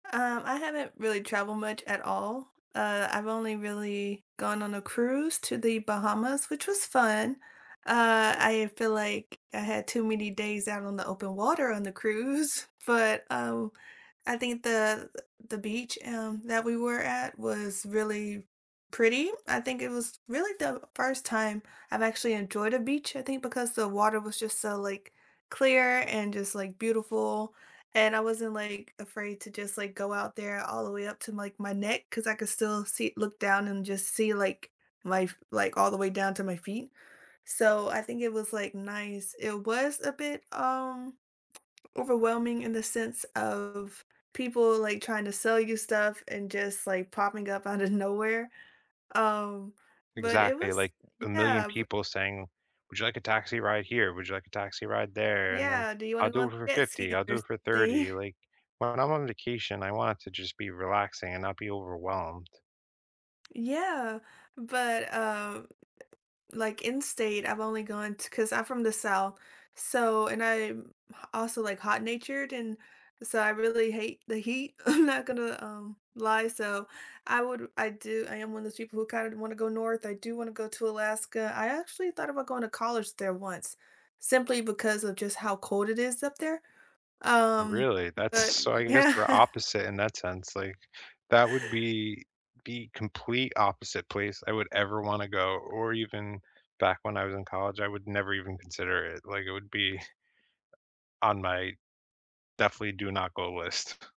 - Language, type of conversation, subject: English, unstructured, What kind of place are you most curious to visit next, and what draws you to it?
- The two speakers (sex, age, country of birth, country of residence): female, 25-29, United States, United States; male, 35-39, United States, United States
- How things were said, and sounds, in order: laughing while speaking: "cruise"; other background noise; laughing while speaking: "nowhere"; laughing while speaking: "something?"; tapping; laughing while speaking: "I'm"; laughing while speaking: "Yeah"; scoff